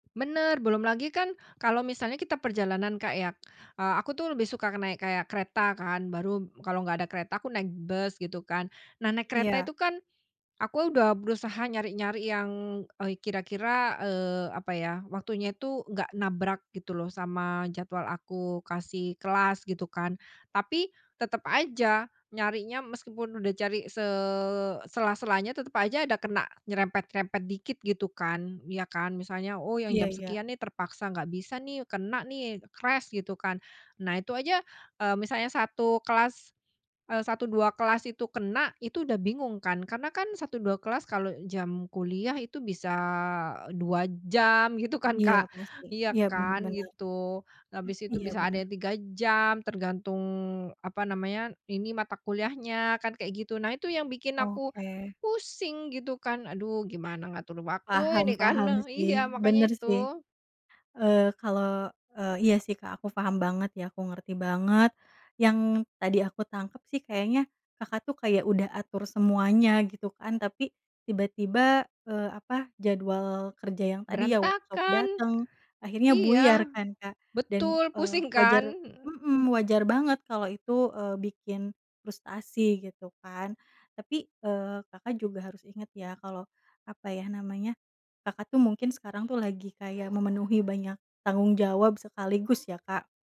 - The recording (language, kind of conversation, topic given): Indonesian, advice, Bagaimana rutinitas Anda biasanya terganggu saat bepergian atau ketika jadwal berubah?
- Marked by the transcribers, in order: in English: "crash"; laughing while speaking: "gitu"; stressed: "pusing"; other background noise; laughing while speaking: "ne iya"; tapping